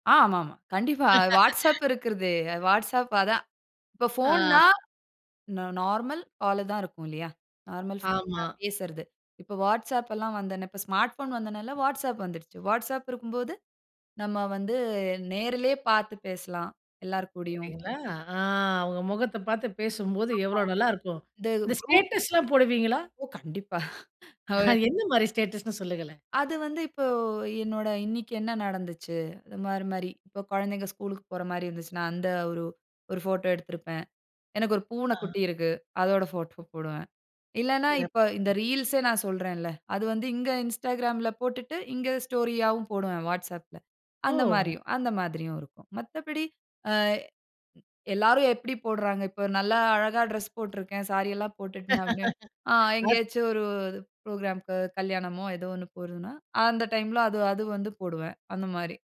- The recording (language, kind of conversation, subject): Tamil, podcast, நீங்கள் தினசரி ஸ்மார்ட்போனை எப்படிப் பயன்படுத்துகிறீர்கள்?
- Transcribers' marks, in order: laugh; unintelligible speech; in English: "ஸ்மார்ட்"; laugh; tapping; in English: "ஸ்டோரி"; other noise; laugh